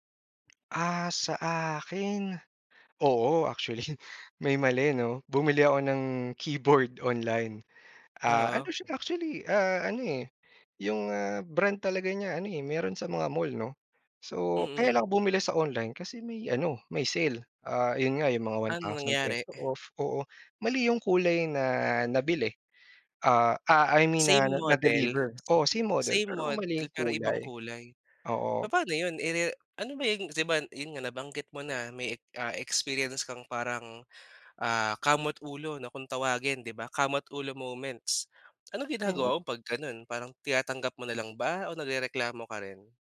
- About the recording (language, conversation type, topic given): Filipino, podcast, Paano binago ng mga aplikasyon sa paghahatid ang paraan mo ng pamimili?
- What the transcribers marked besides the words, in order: tapping; laughing while speaking: "actually"; laughing while speaking: "keyboard"; other background noise